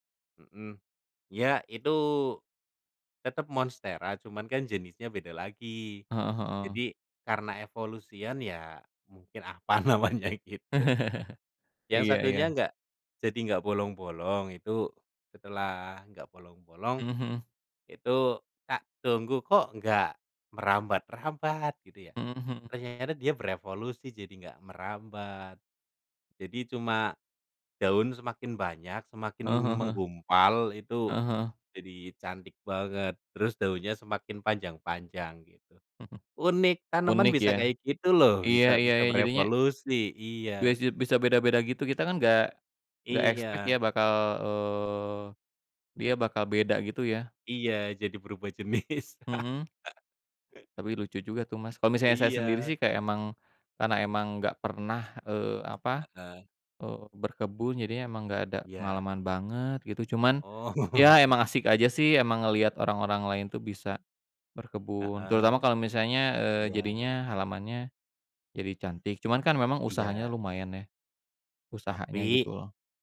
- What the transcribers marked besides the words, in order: laughing while speaking: "apa namanya gitu"; laugh; in English: "expect"; laughing while speaking: "jenis"; laugh; laughing while speaking: "Oh"
- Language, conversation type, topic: Indonesian, unstructured, Apa hal yang paling menyenangkan menurutmu saat berkebun?